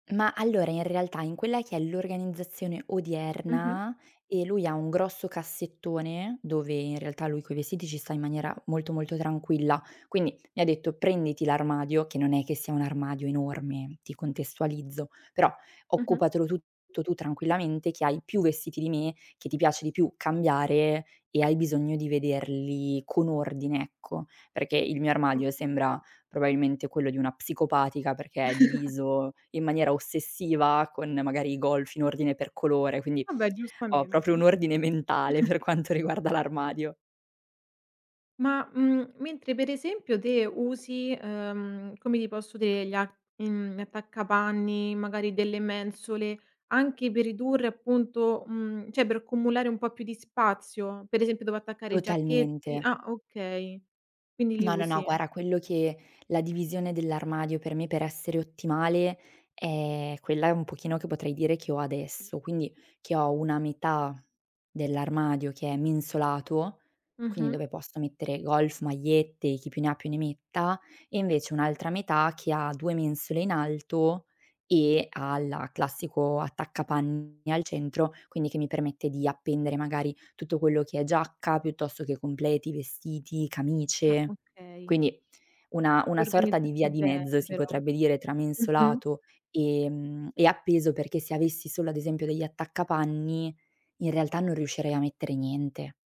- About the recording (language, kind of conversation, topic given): Italian, podcast, Come organizzi il tuo spazio creativo in casa?
- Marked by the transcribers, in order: chuckle; laughing while speaking: "mentale, per quanto riguarda l'armadio"; chuckle; "cioè" said as "ceh"; "guarda" said as "guara"